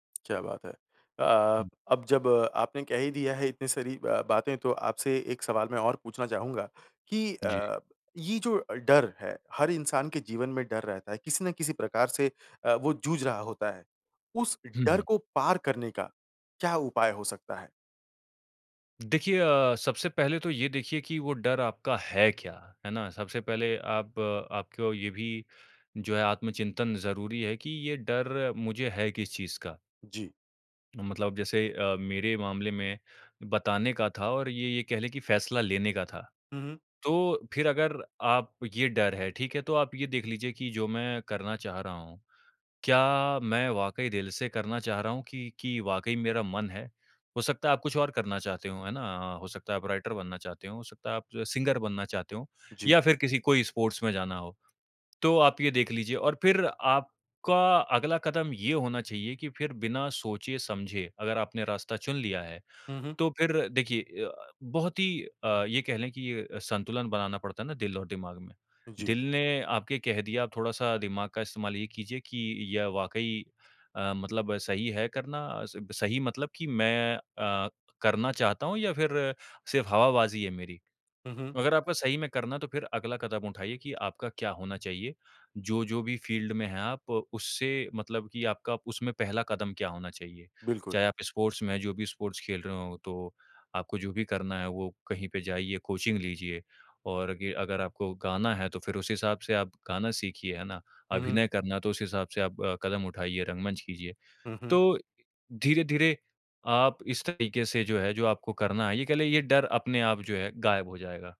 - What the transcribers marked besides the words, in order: tapping; in English: "राइटर"; in English: "सिंगर"; in English: "स्पोर्ट्स"; in English: "फील्ड"; in English: "स्पोर्ट्स"; in English: "स्पोर्ट्स"; in English: "कोचिंग"
- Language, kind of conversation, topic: Hindi, podcast, अपने डर पर काबू पाने का अनुभव साझा कीजिए?